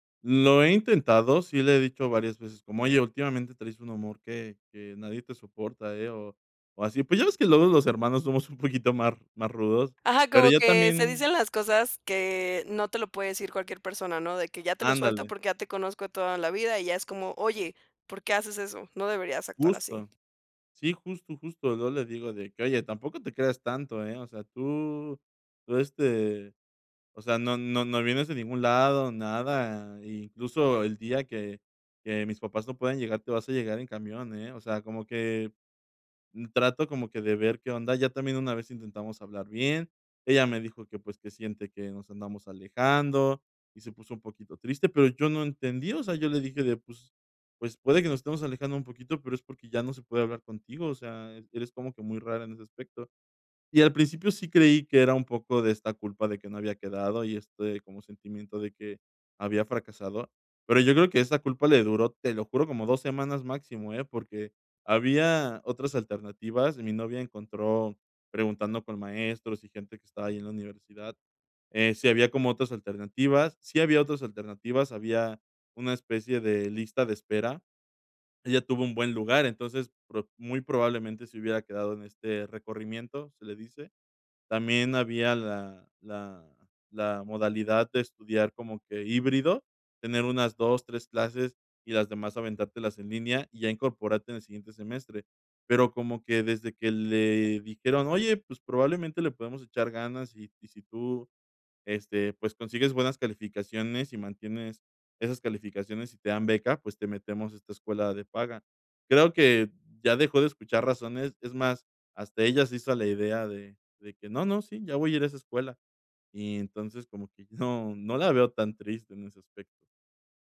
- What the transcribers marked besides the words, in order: laughing while speaking: "somos un poquito más"; tapping
- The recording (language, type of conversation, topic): Spanish, advice, ¿Cómo puedo poner límites respetuosos con mis hermanos sin pelear?